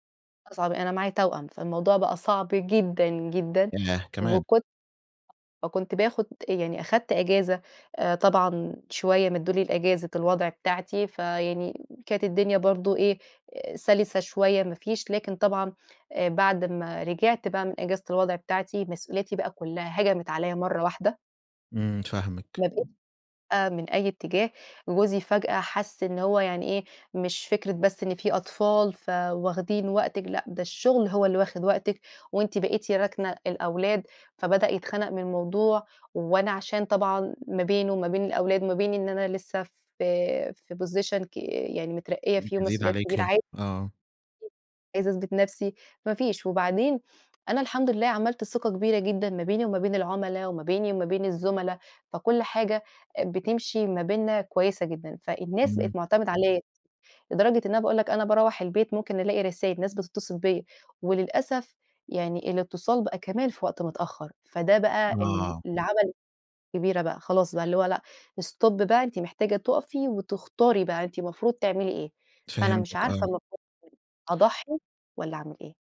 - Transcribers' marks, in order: tapping; unintelligible speech; other background noise; in English: "position"; unintelligible speech; unintelligible speech; in English: "stop"; unintelligible speech
- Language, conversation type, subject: Arabic, advice, إزاي أقدر أفصل الشغل عن حياتي الشخصية؟